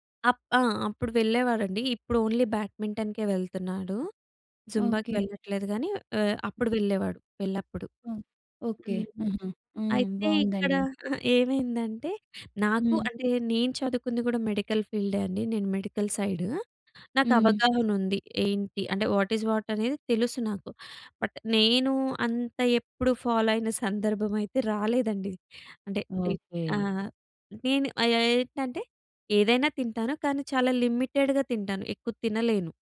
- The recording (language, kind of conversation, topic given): Telugu, podcast, కుటుంబంతో కలిసి ఆరోగ్యకరమైన దినచర్యను ఎలా ఏర్పాటు చేసుకుంటారు?
- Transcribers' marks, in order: other background noise; in English: "ఓన్లీ బ్యాట్ మింటెన్‌కే"; in English: "జుంబాకి"; in English: "మెడికల్"; in English: "మెడికల్ సైడ్"; in English: "వాట్ ఇస్ వాట్"; in English: "బట్"; in English: "ఫాలో"; in English: "లిమిటెడ్‌గా"